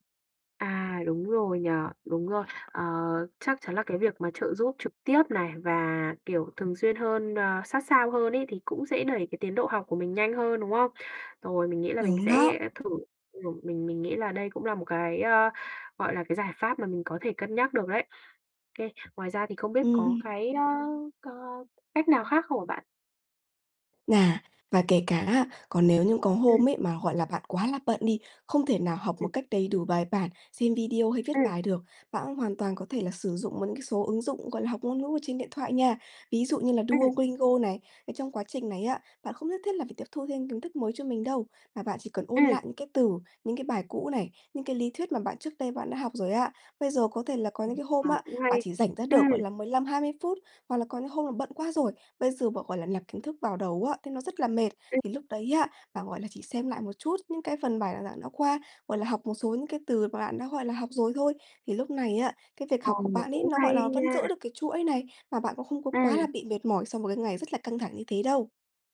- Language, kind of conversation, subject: Vietnamese, advice, Làm sao tôi có thể linh hoạt điều chỉnh kế hoạch khi mục tiêu thay đổi?
- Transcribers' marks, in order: tapping; "nạp" said as "lạp"